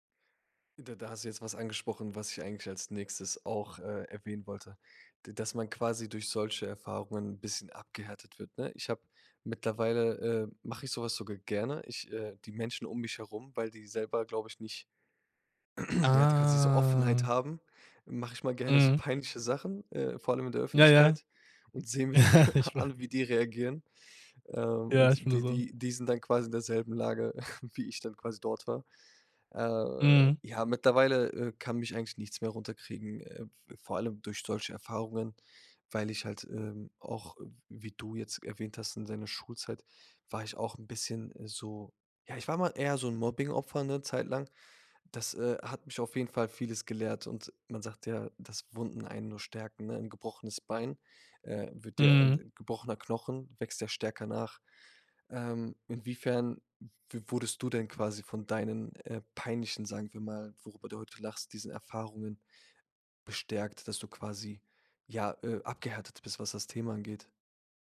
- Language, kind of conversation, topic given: German, podcast, Hast du eine lustige oder peinliche Konzertanekdote aus deinem Leben?
- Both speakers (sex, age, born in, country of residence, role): male, 25-29, Germany, Germany, host; male, 30-34, Germany, Germany, guest
- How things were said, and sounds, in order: drawn out: "Ah"; laugh; laughing while speaking: "Ich wei"; laughing while speaking: "mir dann an"; laugh